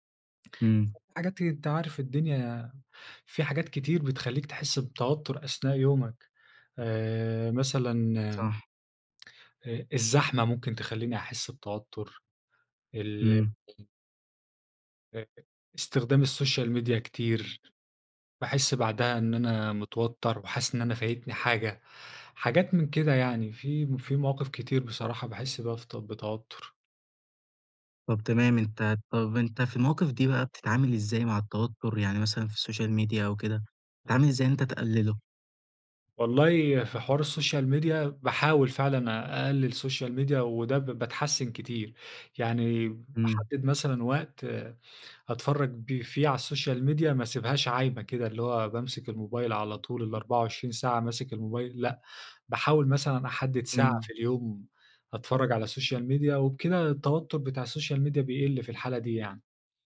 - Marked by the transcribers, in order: other background noise; tapping; background speech; in English: "الsocial media"; in English: "الsocial media"; in English: "الsocial media"; in English: "social media"; in English: "الsocial media"; in English: "الsocial media"; in English: "الsocial media"
- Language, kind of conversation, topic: Arabic, podcast, إزاي بتتعامل مع التوتر اليومي؟